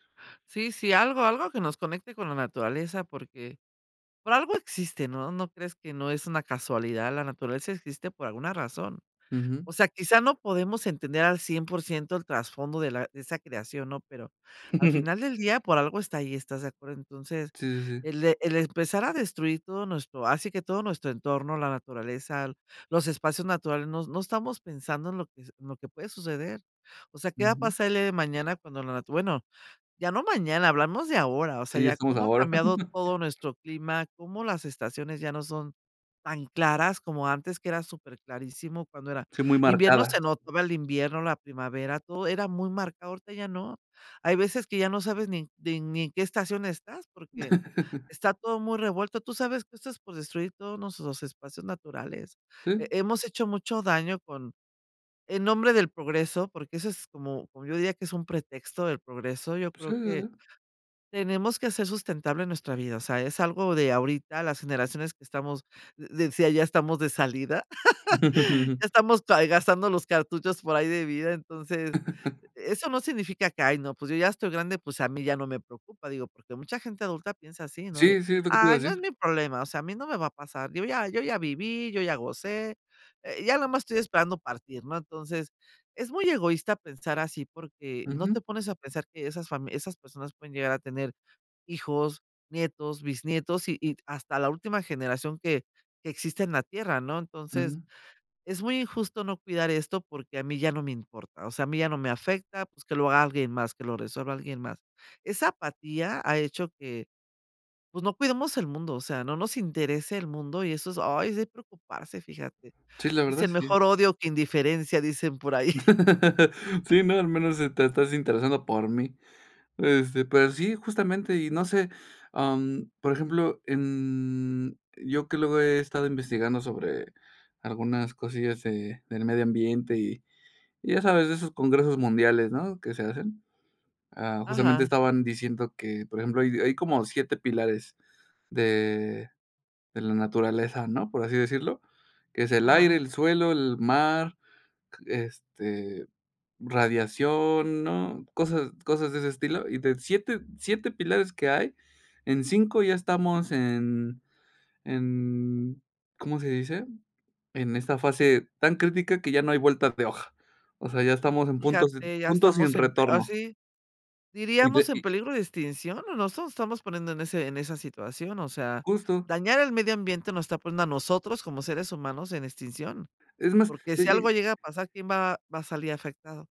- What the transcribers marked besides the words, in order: chuckle; other background noise; chuckle; laugh; laugh; chuckle; laugh; unintelligible speech
- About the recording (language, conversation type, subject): Spanish, podcast, ¿Qué significa para ti respetar un espacio natural?